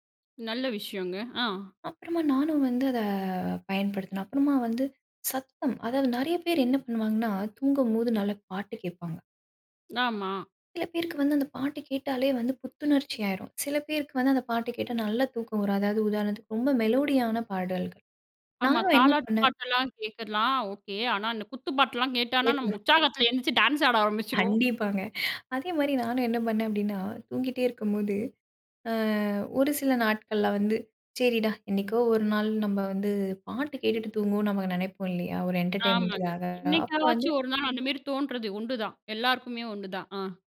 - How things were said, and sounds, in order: tapping; laughing while speaking: "நம்ம உற்சாகத்துல எந்திரிச்சி டான்ஸ் ஆட ஆரம்பிச்சுருவோம்"; laughing while speaking: "கண்டிப்பாங்க"; in English: "என்டர்டைன்மென்ட்க்காக"
- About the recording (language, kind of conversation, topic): Tamil, podcast, நல்ல இரவு தூக்கத்திற்காக நீங்கள் எந்த பழக்கங்களைப் பின்பற்றுகிறீர்கள்?